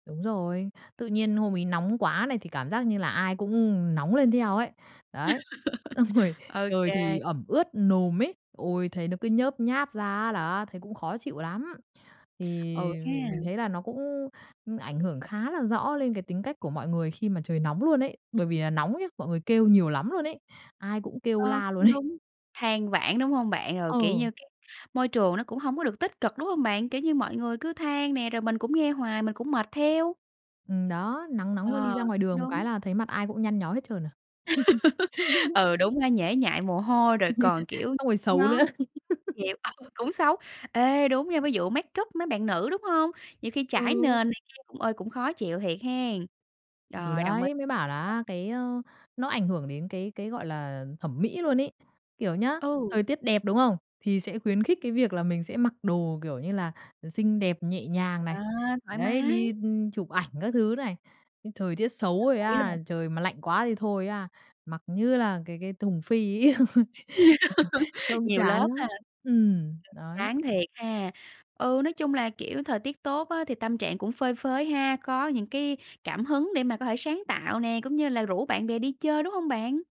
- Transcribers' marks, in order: laugh; laughing while speaking: "Xong rồi"; tapping; laughing while speaking: "luôn ấy"; laugh; laughing while speaking: "ừ"; laugh; in English: "make up"; other background noise; laugh; chuckle
- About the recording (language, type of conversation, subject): Vietnamese, podcast, Bạn thấy thời tiết thay đổi ảnh hưởng đến tâm trạng của bạn như thế nào?